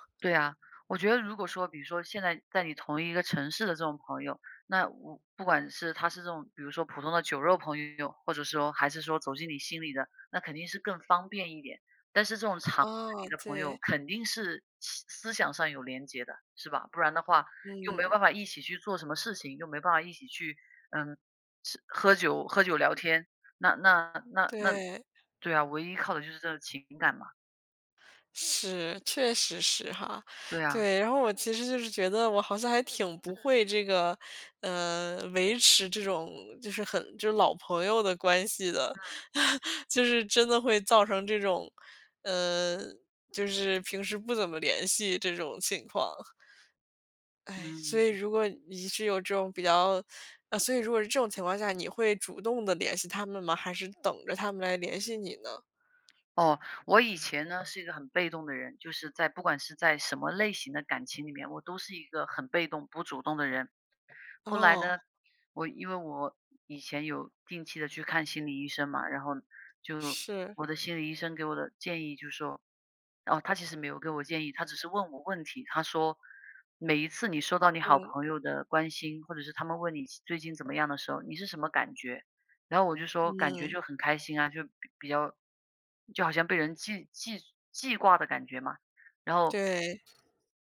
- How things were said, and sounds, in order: other background noise; laugh; teeth sucking; tapping
- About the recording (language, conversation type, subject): Chinese, unstructured, 朋友之间如何保持长久的友谊？